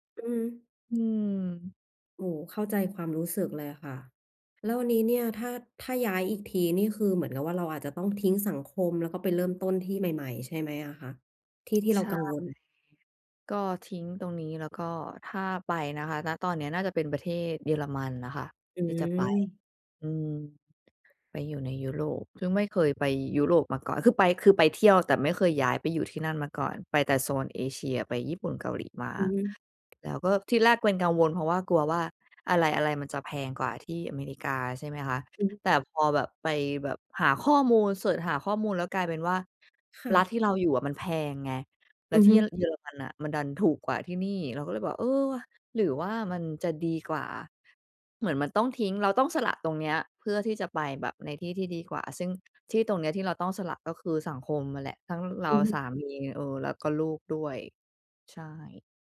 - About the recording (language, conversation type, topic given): Thai, advice, จะรับมือกับความรู้สึกผูกพันกับที่เดิมอย่างไรเมื่อจำเป็นต้องย้ายไปอยู่ที่ใหม่?
- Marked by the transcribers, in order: tapping